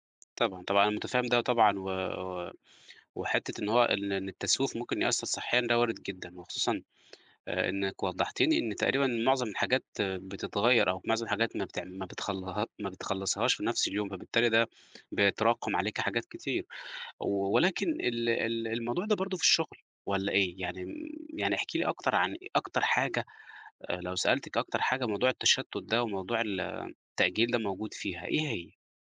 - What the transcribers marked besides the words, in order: none
- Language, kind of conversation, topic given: Arabic, advice, ليه بفضل أأجل مهام مهمة رغم إني ناوي أخلصها؟